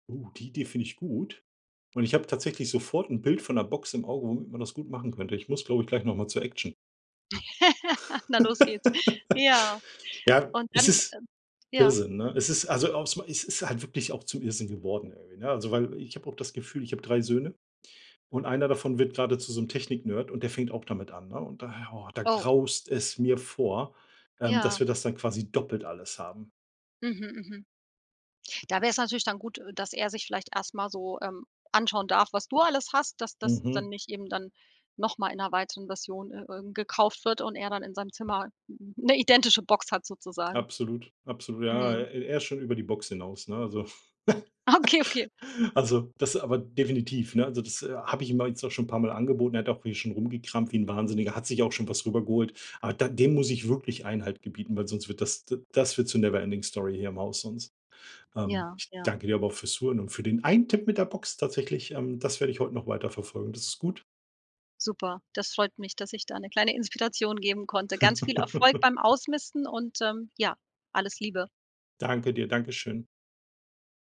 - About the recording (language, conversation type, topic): German, advice, Wie beeinträchtigen Arbeitsplatzchaos und Ablenkungen zu Hause deine Konzentration?
- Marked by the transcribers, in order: laugh; chuckle; in English: "Never Ending Story"; stressed: "einen"; laugh